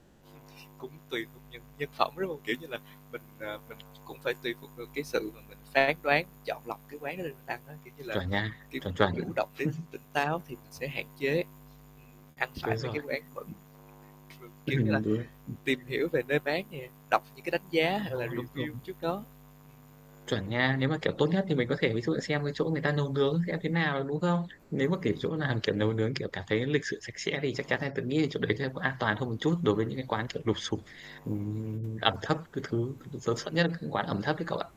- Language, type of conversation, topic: Vietnamese, unstructured, Bạn nghĩ sao về việc các quán ăn sử dụng nguyên liệu không rõ nguồn gốc?
- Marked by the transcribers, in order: mechanical hum; chuckle; distorted speech; chuckle; other background noise; tapping; laughing while speaking: "Ừm"; other noise; in English: "review"; unintelligible speech